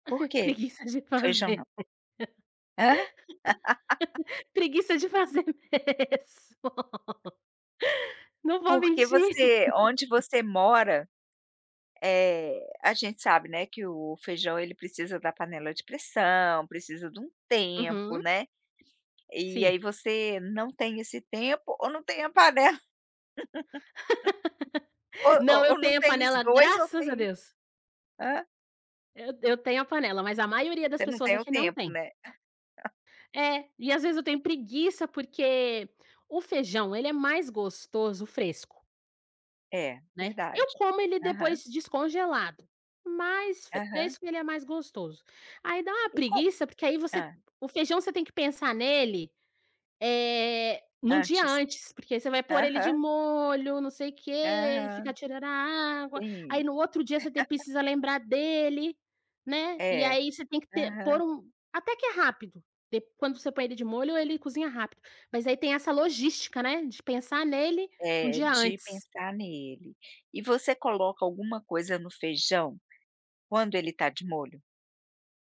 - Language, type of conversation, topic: Portuguese, podcast, Como a comida expressa suas raízes culturais?
- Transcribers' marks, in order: laughing while speaking: "Preguiça de fazer. Preguiça de fazer mesmo, não vou mentir"; laugh; tapping; laugh; chuckle; chuckle